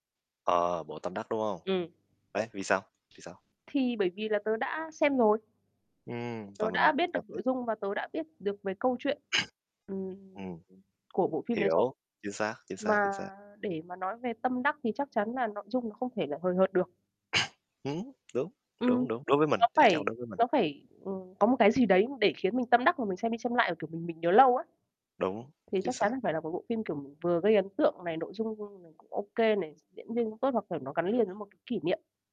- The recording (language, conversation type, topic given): Vietnamese, unstructured, Bạn thường cân nhắc những yếu tố nào khi chọn một bộ phim để xem?
- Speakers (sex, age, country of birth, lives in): female, 25-29, Vietnam, Vietnam; male, 20-24, Vietnam, Vietnam
- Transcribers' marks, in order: throat clearing; throat clearing; tapping